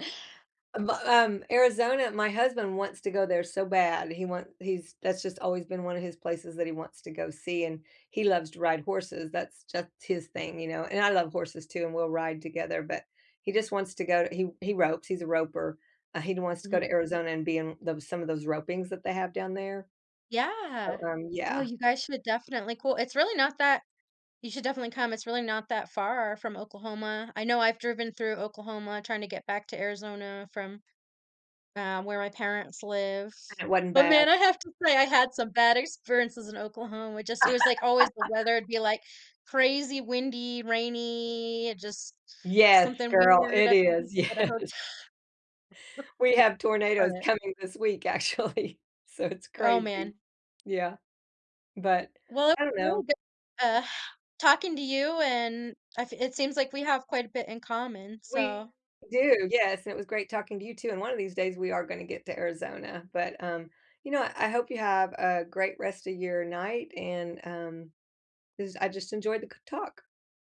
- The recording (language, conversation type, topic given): English, unstructured, What hobbies do you enjoy in your free time?
- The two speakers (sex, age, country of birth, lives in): female, 40-44, United States, United States; female, 60-64, United States, United States
- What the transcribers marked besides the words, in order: chuckle; other background noise; tapping; laugh; drawn out: "rainy"; laughing while speaking: "yes"; laughing while speaking: "hote"; chuckle; laughing while speaking: "actually"